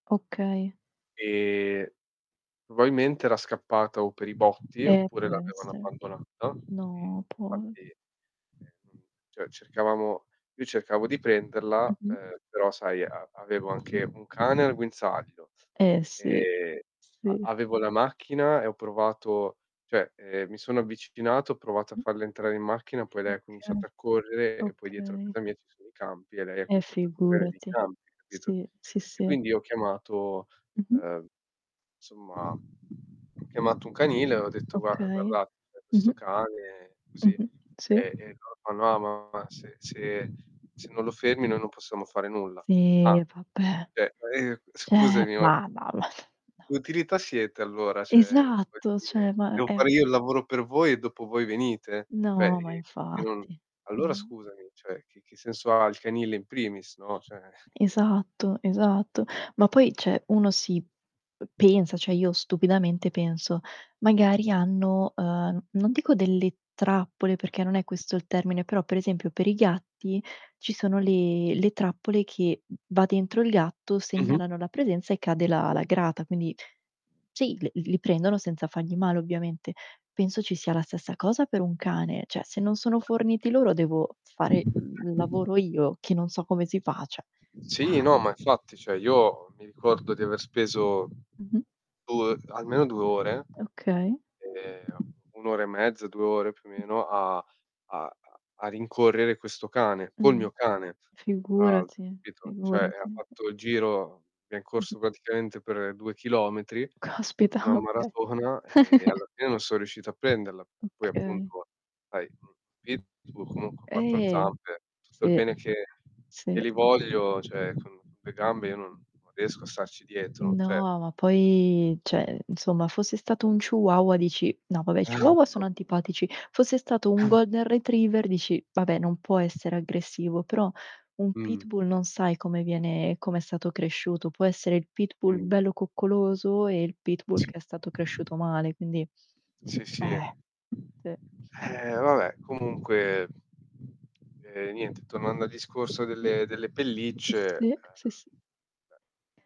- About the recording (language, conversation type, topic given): Italian, unstructured, Qual è la tua opinione sulle pellicce realizzate con animali?
- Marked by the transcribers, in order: "probabilmente" said as "proailmente"; other background noise; distorted speech; "cioè" said as "ceh"; "Cioè" said as "ceh"; "cioè" said as "ceh"; unintelligible speech; "Cioè" said as "ceh"; "cioè" said as "ceh"; "cioè" said as "ceh"; "cioè" said as "ceh"; "cioè" said as "ceh"; tapping; "cioè" said as "ceh"; "cioè" said as "ceh"; "Cioè" said as "ceh"; chuckle; "cioè" said as "ceh"; "cioè" said as "ceh"; unintelligible speech; chuckle; unintelligible speech